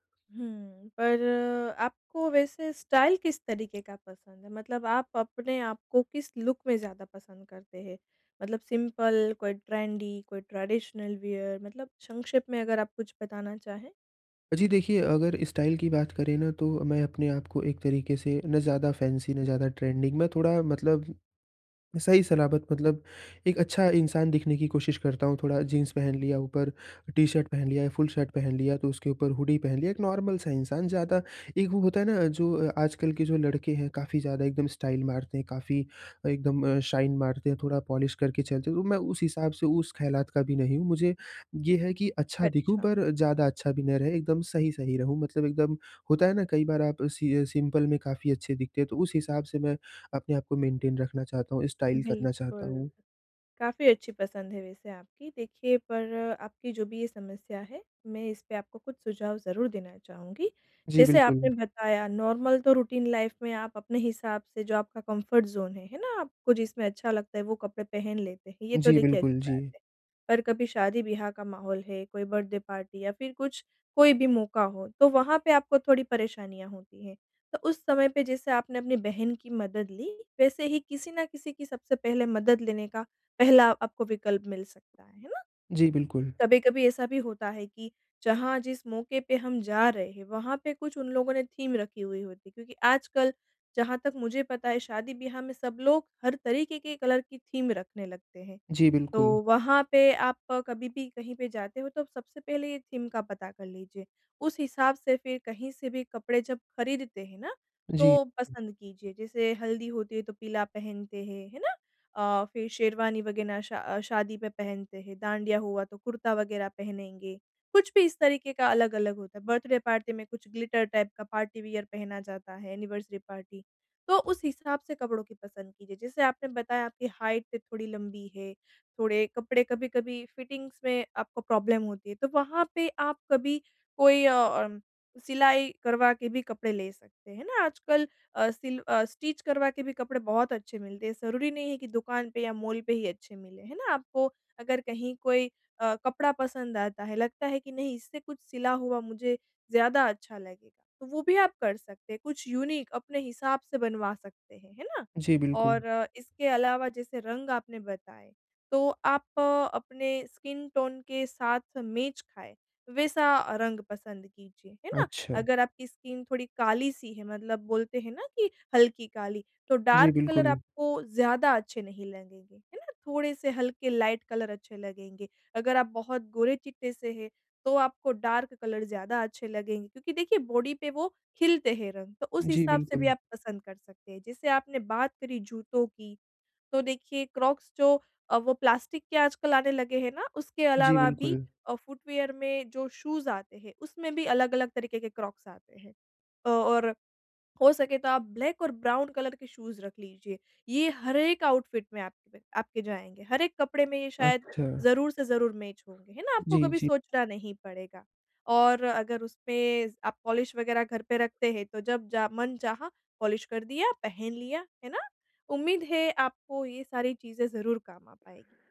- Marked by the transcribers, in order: in English: "स्टाइल"; in English: "लुक"; in English: "सिंपल"; in English: "ट्रेंडी"; in English: "ट्रेडिशनल वियर"; in English: "स्टाइल"; in English: "फैंसी"; in English: "ट्रेंडिंग"; in English: "फुल"; in English: "नॉर्मल"; in English: "स्टाइल"; in English: "शाइन"; in English: "पॉलिश"; in English: "सिंपल"; in English: "मेंटेन"; in English: "स्टाइल"; in English: "नॉर्मल"; in English: "रूटीन लाइफ़"; in English: "कम्फर्ट ज़ोन"; in English: "बर्थडे पार्टी"; in English: "थीम"; in English: "कलर"; in English: "थीम"; in English: "थीम"; "वग़ैरह" said as "वगेनह"; in English: "बर्थडे पार्टी"; in English: "ग्लिटर टाइप"; in English: "पार्टी वियर"; in English: "एनिवर्सरी पार्टी"; in English: "हाइट"; in English: "फिटिंग्स"; in English: "प्रॉब्लम"; in English: "स्टिच"; in English: "यूनिक"; in English: "स्किन टोन"; in English: "स्किन"; in English: "डार्क कलर"; in English: "लाइट कलर"; in English: "डार्क कलर"; in English: "बॉडी"; in English: "फुटवियर"; in English: "शूज"; in English: "ब्लैक"; in English: "ब्राउन कलर"; in English: "शूज"; in English: "आउटफिट"; in English: "मैच"; in English: "पॉलिश"; in English: "पॉलिश"
- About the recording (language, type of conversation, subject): Hindi, advice, कपड़े और स्टाइल चुनने में समस्या